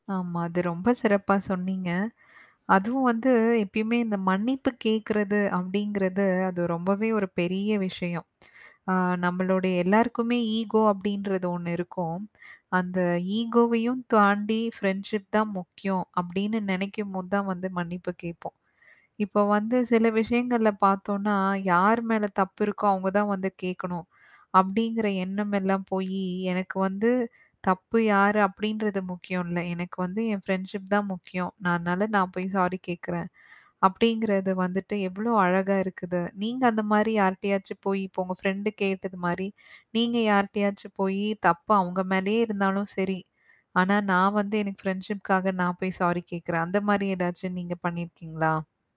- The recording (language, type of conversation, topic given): Tamil, podcast, நீண்ட இடைவெளிக்குப் பிறகு நண்பர்களை மீண்டும் தொடர்புகொள்ள எந்த அணுகுமுறை சிறந்தது?
- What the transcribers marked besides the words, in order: mechanical hum; other background noise; in English: "ஈகோ"; in English: "ஈகோவையும்"; tapping; in English: "ஃப்ரெண்ட்ஷிப்"; in English: "ஃப்ரெண்ட்ஷிப்"; in English: "சாரி"; in English: "ஃப்ரெண்ட்"; in English: "ஃப்ரெண்ட்ஷிப்காக"